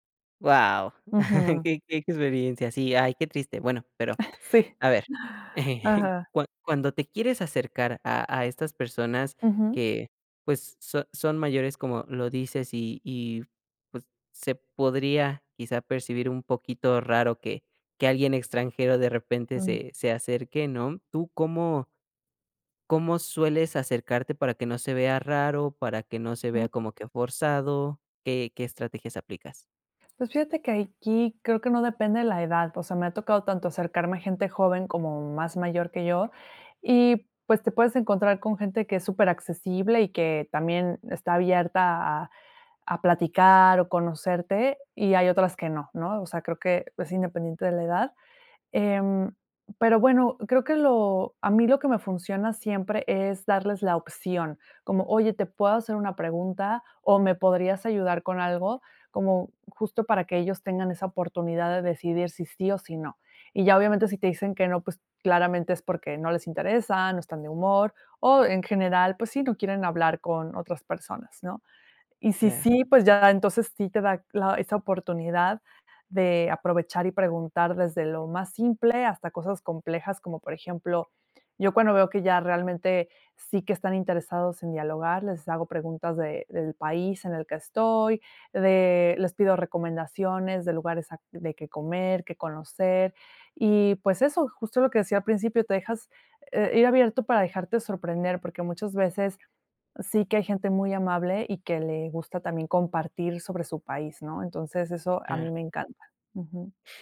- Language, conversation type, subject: Spanish, podcast, ¿Qué consejos tienes para hacer amigos viajando solo?
- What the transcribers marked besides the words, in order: chuckle; chuckle; tapping; "aquí" said as "aiquí"